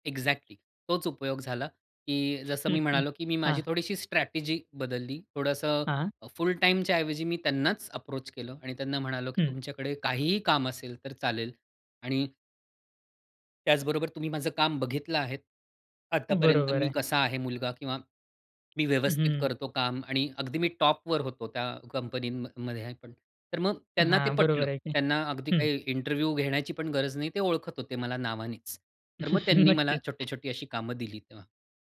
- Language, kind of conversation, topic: Marathi, podcast, एखाद्या अपयशातून तुला काय शिकायला मिळालं?
- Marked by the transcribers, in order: in English: "एक्झॅक्टली"; tapping; chuckle; in English: "अप्रोच"; other background noise; unintelligible speech; in English: "इंटरव्ह्यू"; laugh; laughing while speaking: "नक्कीच"